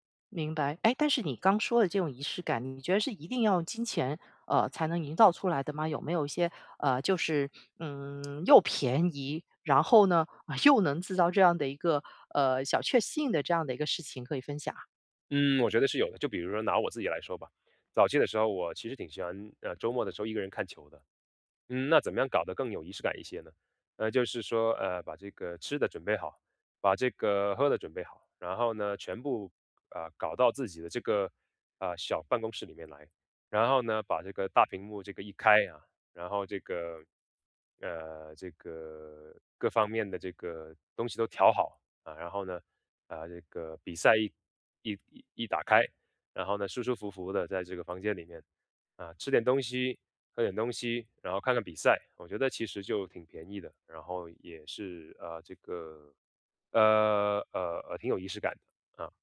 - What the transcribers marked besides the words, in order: none
- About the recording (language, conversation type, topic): Chinese, podcast, 能聊聊你日常里的小确幸吗？